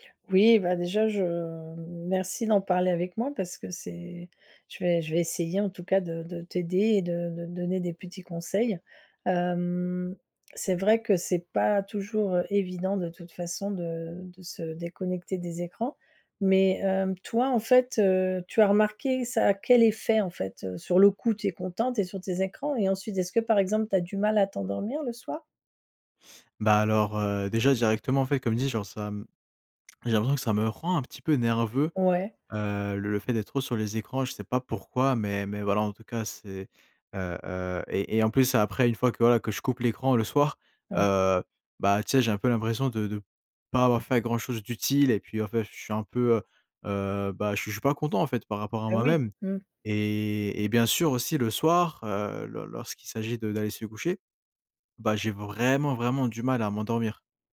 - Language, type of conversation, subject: French, advice, Comment puis-je réussir à déconnecter des écrans en dehors du travail ?
- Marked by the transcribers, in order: drawn out: "hem"; stressed: "vraiment"